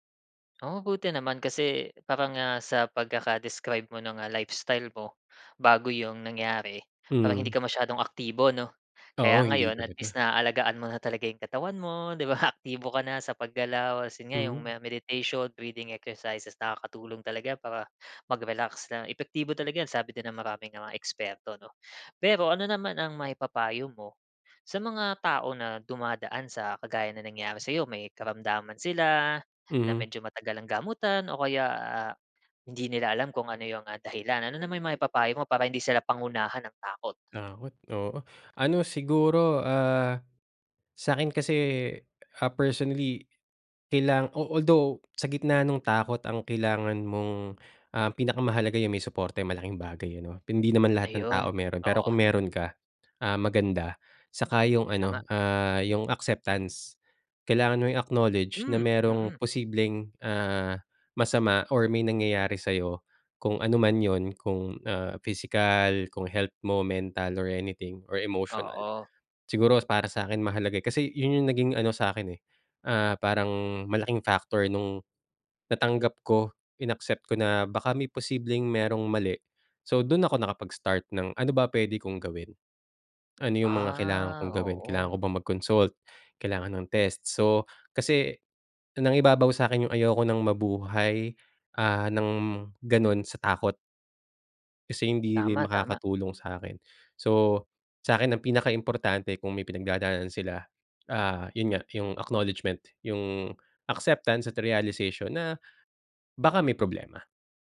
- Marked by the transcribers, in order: none
- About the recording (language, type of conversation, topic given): Filipino, podcast, Kapag nalampasan mo na ang isa mong takot, ano iyon at paano mo ito hinarap?